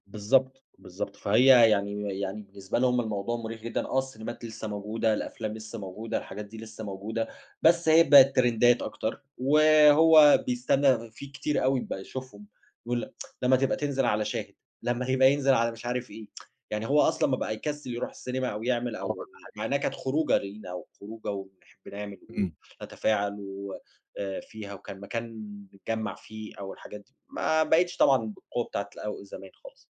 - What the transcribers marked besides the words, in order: in English: "ترندات"; tsk; tsk
- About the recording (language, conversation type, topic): Arabic, podcast, إزاي اتغيّرت عاداتنا في الفرجة على التلفزيون بعد ما ظهرت منصات البث؟